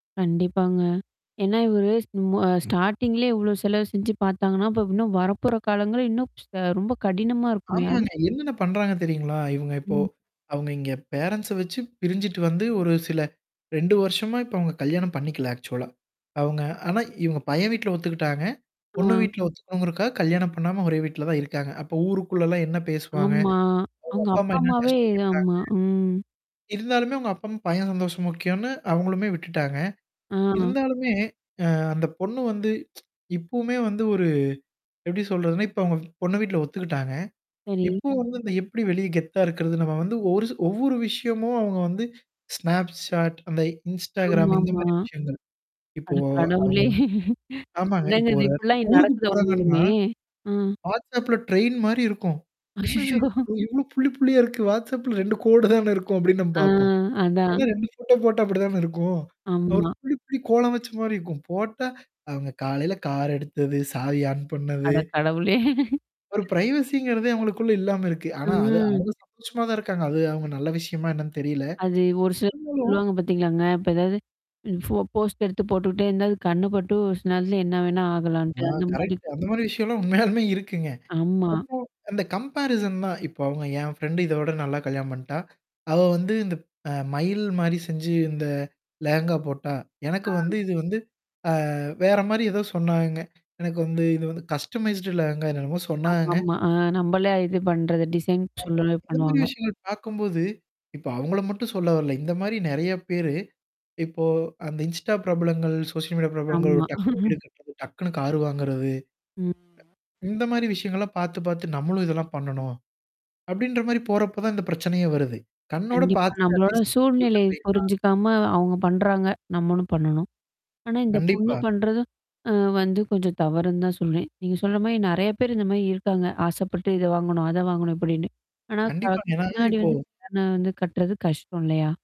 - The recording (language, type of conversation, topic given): Tamil, podcast, சமூக ஊடகங்களில் இருந்து வரும் அழுத்தம் மனநலத்தை எப்படிப் பாதிக்கிறது?
- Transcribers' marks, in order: static; other background noise; in English: "ஸ்டார்ட்டிங்லேயே"; tsk; distorted speech; in English: "பேரன்ண்ட்ஸ"; in English: "ஆக்சுவலா"; tapping; mechanical hum; tsk; laughing while speaking: "அட கடவுளே! என்னங்க இது இப்படிலாம் நடக்குத உண்மையுமே! அ"; chuckle; laughing while speaking: "அச்சச்சோ!"; laughing while speaking: "அட கடவுளே!"; in English: "பிரைவசிங்கிறதே"; drawn out: "அ"; in English: "போஸ்ட்"; in English: "கரெக்ட்டு"; in English: "சோ கம்பேரிசன்"; in English: "ஃப்ரெண்ட்"; in English: "கஸ்டமைஸ்ட் லேகங்கா"; in English: "டிசைன்"; unintelligible speech; in English: "சோசியல் மீடியா"; chuckle; other noise; in English: "அட்லீஸ்ட்"; unintelligible speech